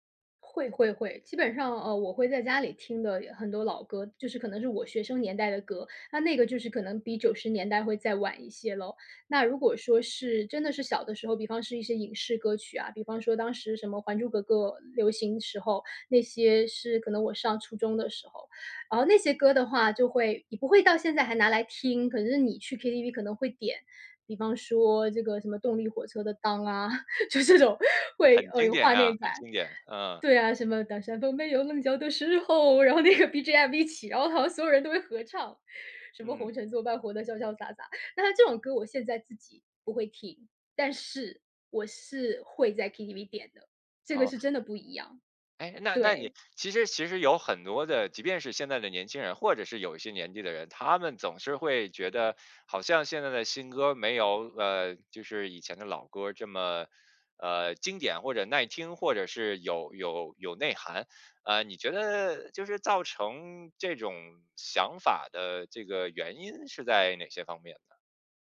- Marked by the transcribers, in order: chuckle; laughing while speaking: "就这种会"; singing: "当山峰没有棱角的时候"; laughing while speaking: "然后那个BGM一起，然后好像所有人都会合唱"
- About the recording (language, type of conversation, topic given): Chinese, podcast, 你小时候有哪些一听就会跟着哼的老歌？